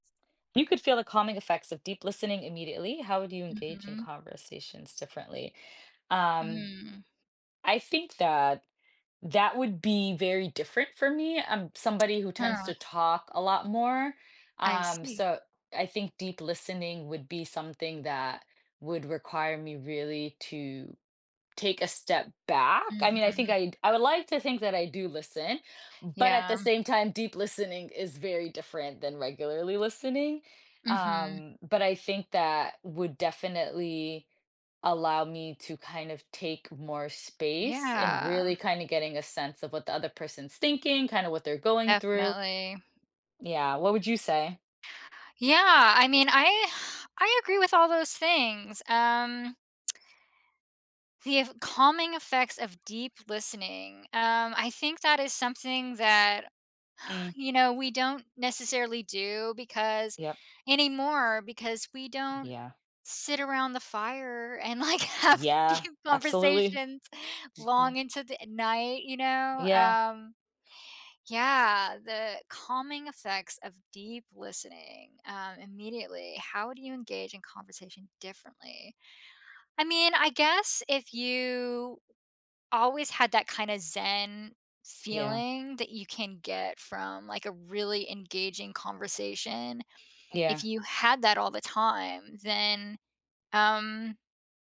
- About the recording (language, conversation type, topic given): English, unstructured, How might practicing deep listening change the way we connect with others?
- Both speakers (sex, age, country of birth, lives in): female, 35-39, United States, United States; female, 40-44, United States, United States
- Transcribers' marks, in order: tapping; laughing while speaking: "like have deep conversations"